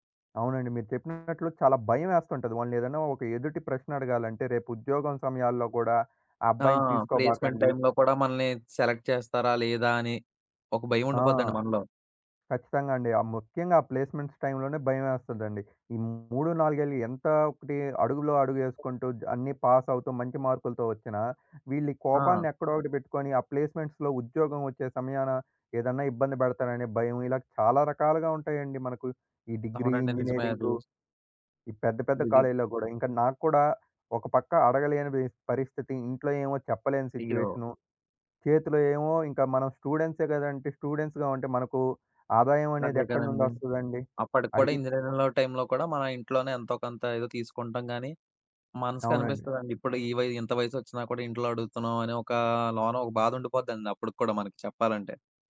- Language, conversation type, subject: Telugu, podcast, పరిమిత బడ్జెట్‌లో ఒక నైపుణ్యాన్ని ఎలా నేర్చుకుంటారు?
- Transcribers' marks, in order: tapping; in English: "ప్లేస్‌మెంట్ టైమ్‌లో"; in English: "సెలెక్ట్"; in English: "ప్లేస్‌మెంట్స్ టైమ్‌లోనే"; in English: "ప్లేస్‌మెంట్స్‌లో"; other background noise; in English: "డిగ్రీ"; unintelligible speech; in English: "స్టూడెంట్స్‌గా"; in English: "ఇంజినీరింగ్‌లో టైమ్‌లో"